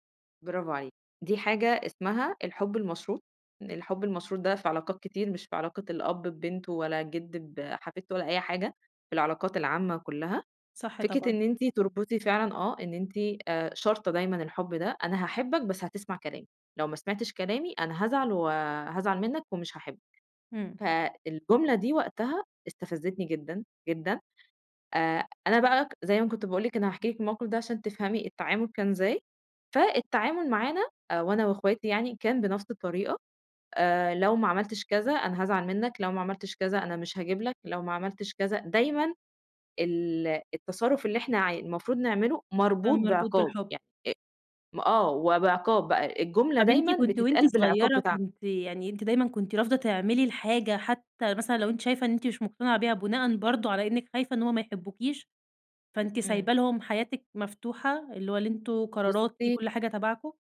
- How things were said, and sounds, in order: none
- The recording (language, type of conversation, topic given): Arabic, podcast, إزاي تتعامل مع إحساس الذنب لما تحط حدود؟